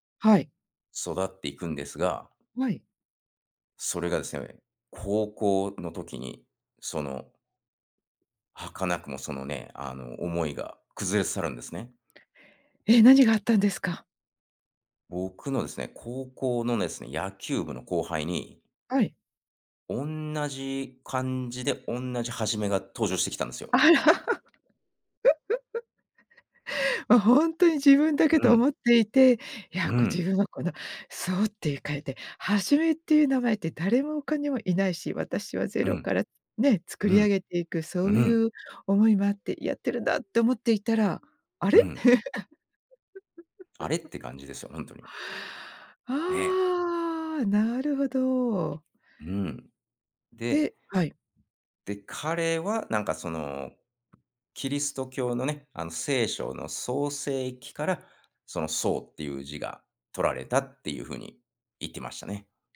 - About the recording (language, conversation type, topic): Japanese, podcast, 名前や苗字にまつわる話を教えてくれますか？
- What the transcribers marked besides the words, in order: tapping; other background noise; laugh; laugh